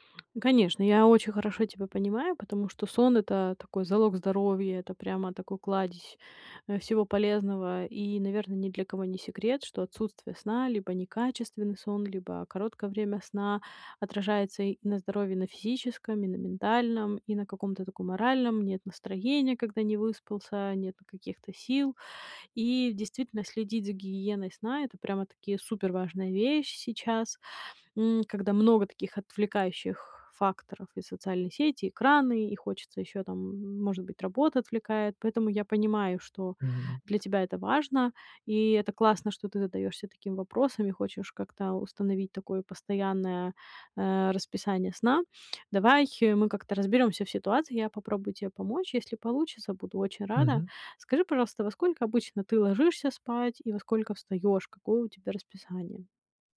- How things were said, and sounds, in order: none
- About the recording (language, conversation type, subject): Russian, advice, Как мне проще выработать стабильный режим сна?